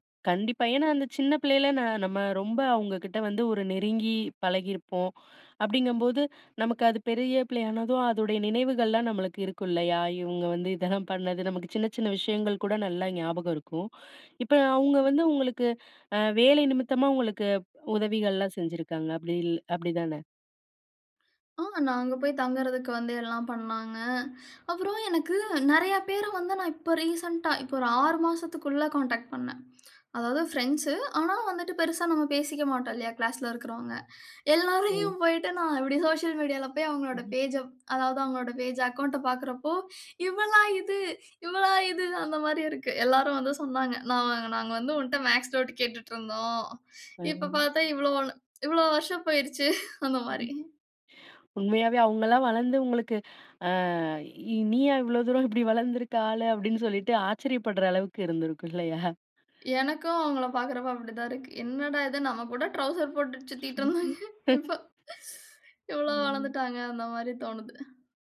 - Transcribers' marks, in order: inhale; unintelligible speech; other noise; laughing while speaking: "எல்லாரையும் போயிட்டு நான் இப்டி"; surprised: "இவளா இது! இவளா இது!"; surprised: "இப்ப பாத்தா இவ்ளோ வள இவ்வளோ வருஷம் போயிருச்சு!"; laughing while speaking: "வருஷம் போயிருச்சு!"; surprised: "என்னடா இது! நம்ம கூட ட்ரவுசர் போட்டு சுத்திக்கிட்டு இருந்தாங்க. இப்ப இவ்வளோ வளர்ந்துட்டாங்க!"; laugh; laughing while speaking: "சுத்திக்கிட்டு இருந்தாங்க. இப்ப இவ்வளோ வளர்ந்துட்டாங்க!"
- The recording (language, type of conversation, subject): Tamil, podcast, குழந்தைநிலையில் உருவான நட்புகள் உங்கள் தனிப்பட்ட வளர்ச்சிக்கு எவ்வளவு உதவின?